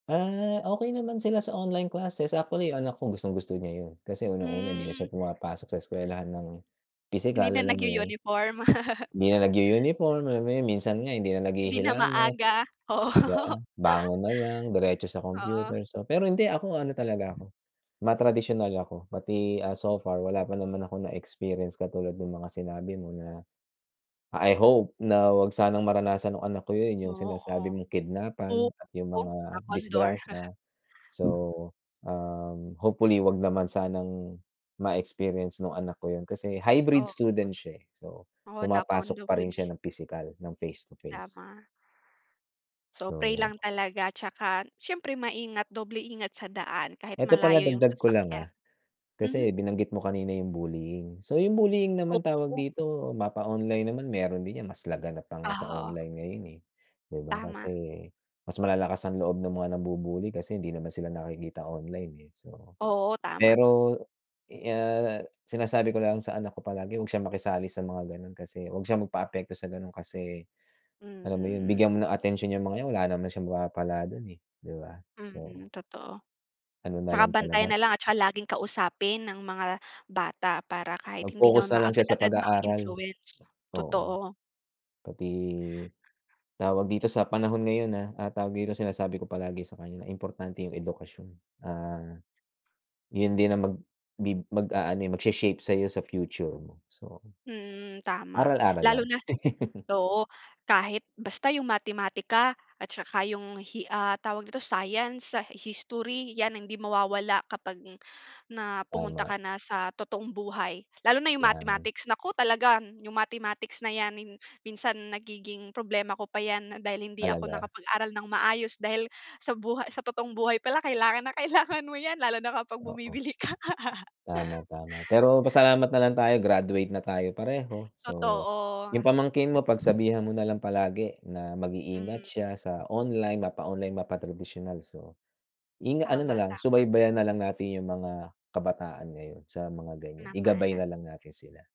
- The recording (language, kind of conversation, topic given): Filipino, unstructured, Paano mo mailalarawan ang karanasan mo sa online na klase, at ano ang pananaw mo sa paggamit ng telepono sa klase?
- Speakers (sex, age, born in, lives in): female, 25-29, Philippines, Philippines; male, 45-49, Philippines, United States
- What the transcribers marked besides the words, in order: tapping; laugh; laugh; in English: "Knock on door"; laugh; in English: "knock on the woods"; laugh; laugh